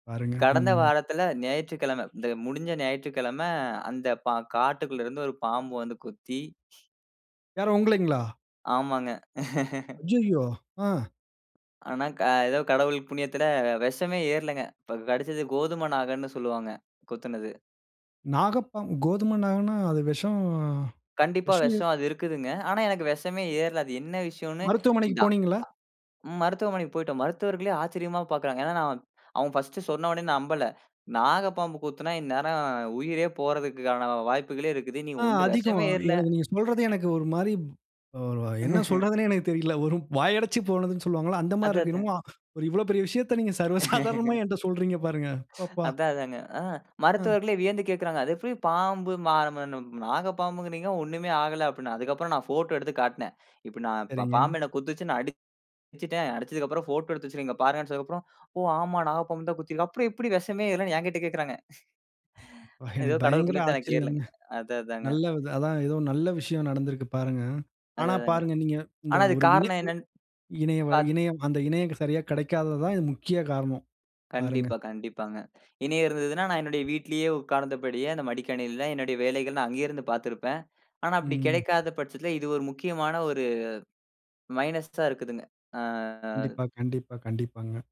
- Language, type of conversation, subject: Tamil, podcast, ஆன்லைன் படிப்பு உங்கள் கற்றலை எப்படிப் பாதிக்கிறது?
- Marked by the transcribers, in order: other noise; surprised: "யாரு உங்களைங்களா?"; chuckle; afraid: "அய்யய்யோ! ஆ"; afraid: "நாகப்பாம்பு கோதுமை நாகன்னா, அது வெஷம் வெஷம்ல"; anticipating: "மருத்துவமனைக்கு போனீங்களா?"; surprised: "நீ ஒண்ணும் விஷமே ஏறல"; chuckle; laughing while speaking: "ஒரு வாயடச்சுப் போனதுன்னு சொல்லுவாங்கல்ல, அந்த … என்ட்ட சொல்றீங்க பாருங்க"; laugh; afraid: "அப்பப்பா!"; laughing while speaking: "அதான் அதாங்க"; surprised: "அது எப்படி பாம்பு மா நா நாகப் பாம்புங்கறீங்க ஒண்ணுமே ஆகல"; unintelligible speech; surprised: "ஓ! ஆமா நாகப்பாம்பு தான் கொத்தி இருக்கு. அப்புறம் எப்படி வெஷமே ஏறலன்னு எங்கிட்ட கேக்கறாங்க"; laughing while speaking: "எனக்கு பயங்கர ஆச்சரியங்க"; chuckle; in English: "மைனஸ்ஸா"